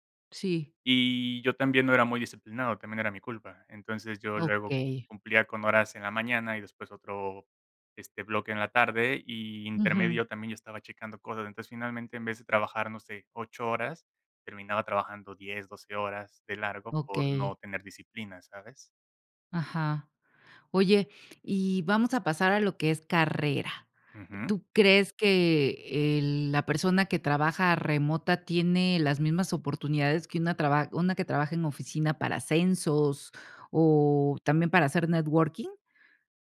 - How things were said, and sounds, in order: tapping
- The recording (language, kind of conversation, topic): Spanish, podcast, ¿Qué opinas del teletrabajo frente al trabajo en la oficina?